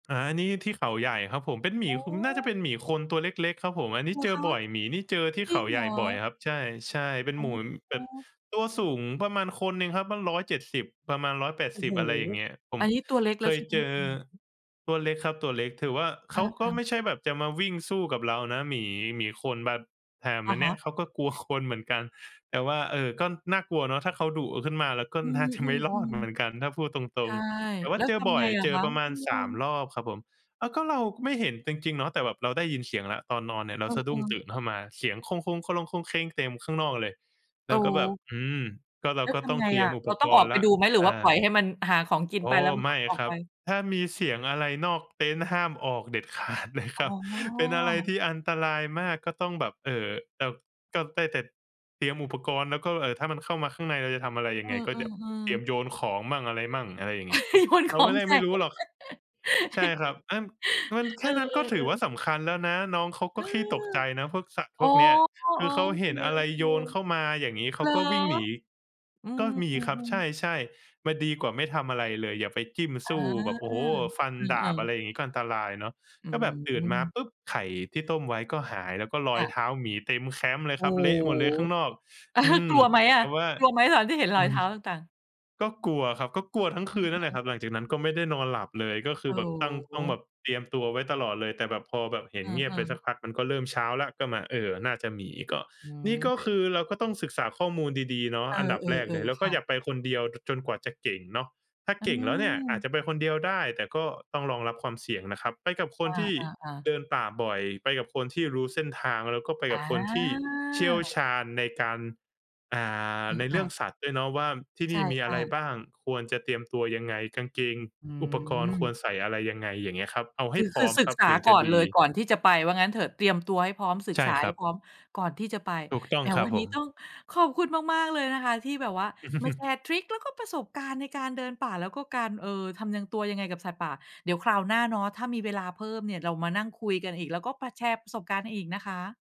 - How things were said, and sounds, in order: other noise; other background noise; laughing while speaking: "ขาด"; laugh; laughing while speaking: "โยนของใส่"; laugh; chuckle; tapping; drawn out: "อา"; chuckle
- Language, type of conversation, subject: Thai, podcast, เวลาพบสัตว์ป่า คุณควรทำตัวยังไงให้ปลอดภัย?